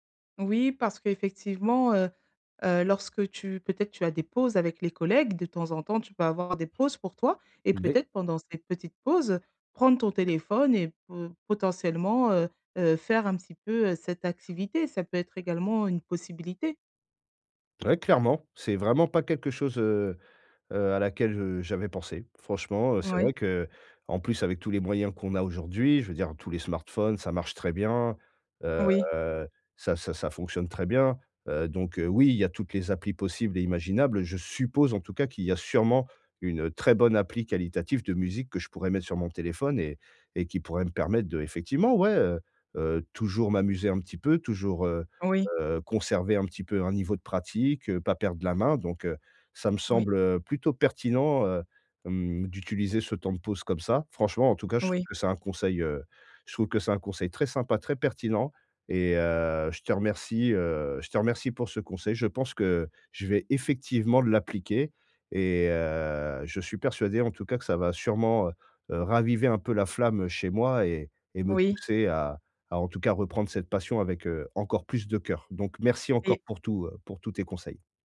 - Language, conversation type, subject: French, advice, Comment puis-je trouver du temps pour une nouvelle passion ?
- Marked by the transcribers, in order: unintelligible speech; stressed: "suppose"; stressed: "pertinent"; stressed: "effectivement"